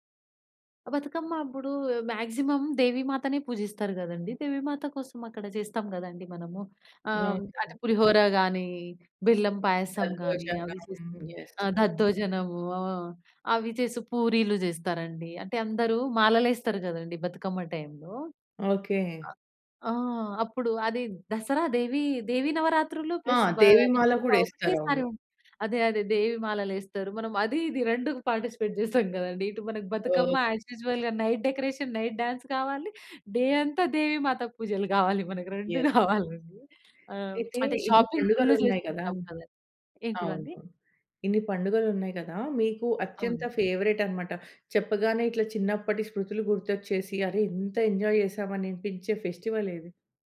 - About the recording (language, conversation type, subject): Telugu, podcast, మన పండుగలు ఋతువులతో ఎలా ముడిపడి ఉంటాయనిపిస్తుంది?
- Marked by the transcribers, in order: in English: "మాగ్జిమమ్"; in English: "యెస్"; other noise; in English: "ప్లస్"; in English: "పార్టిసిపేట్"; giggle; in English: "యాజ్ యూజువల్‌గా నైట్ డెకరేషన్, నైట్ డాన్స్"; in English: "డే"; laughing while speaking: "మనకు రెండూ గావాలండి"; lip smack; in English: "షాపింగ్"; in English: "ఎంజాయ్"